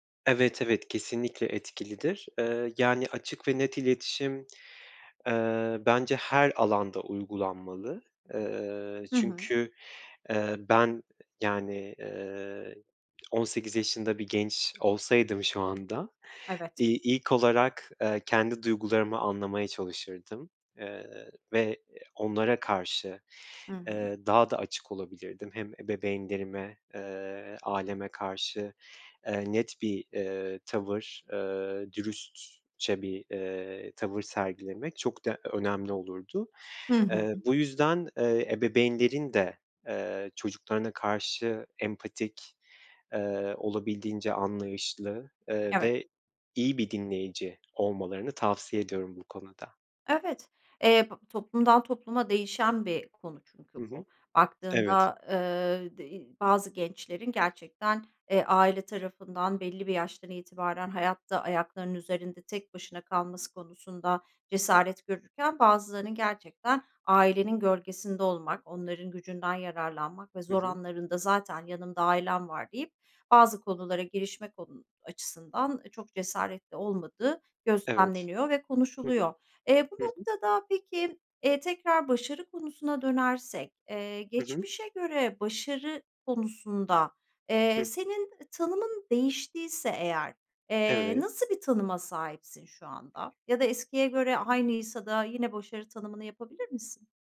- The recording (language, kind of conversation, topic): Turkish, podcast, Başarısızlıkla karşılaştığında ne yaparsın?
- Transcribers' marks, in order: "ebeveynlerime" said as "ebebeynlerime"; "ebeveynlerin" said as "ebebeynlerin"; other background noise